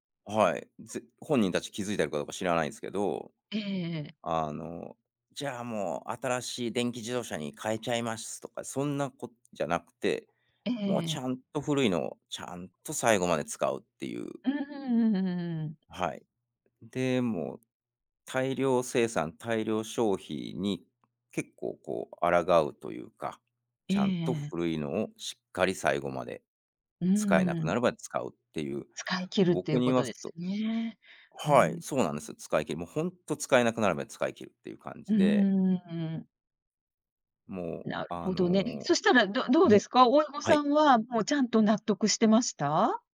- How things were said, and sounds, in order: none
- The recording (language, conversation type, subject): Japanese, podcast, 環境教育で子どもにまず何を伝えますか？